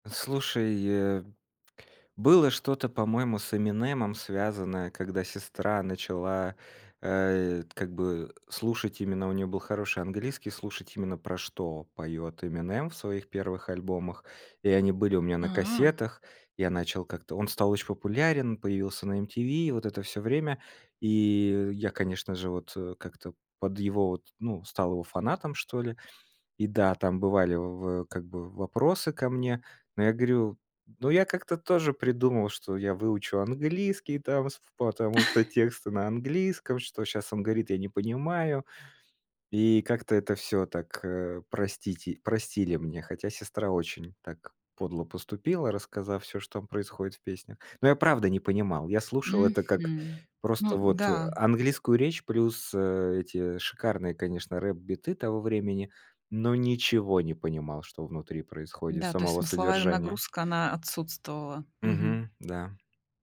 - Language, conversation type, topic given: Russian, podcast, Что ты помнишь о первом музыкальном носителе — кассете или CD?
- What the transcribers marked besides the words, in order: chuckle; tapping